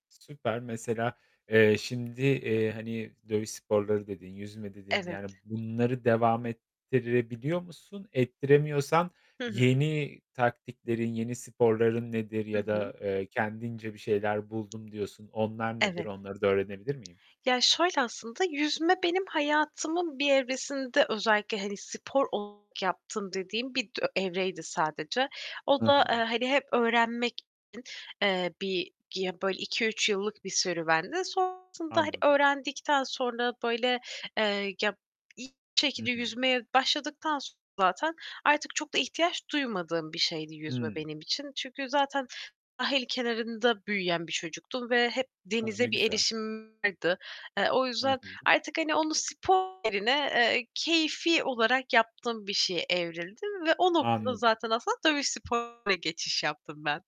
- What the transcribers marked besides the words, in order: static; tapping; distorted speech; other background noise
- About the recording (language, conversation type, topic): Turkish, podcast, Hareketi ve egzersizi günlük hayatına nasıl sığdırıyorsun?